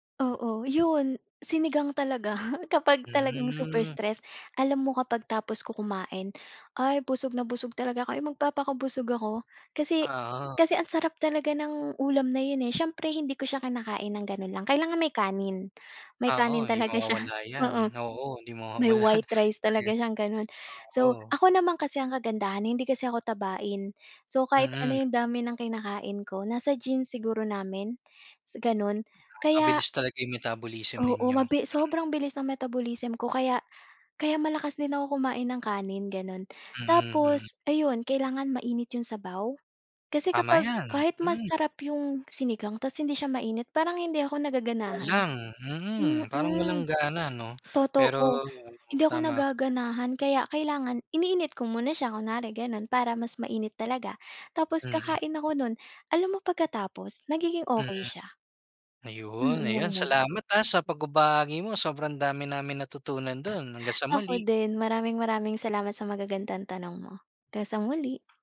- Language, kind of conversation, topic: Filipino, podcast, Ano ang paborito mong pagkaing pampagaan ng loob, at bakit?
- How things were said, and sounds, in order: tapping; snort; other background noise; wind; snort; snort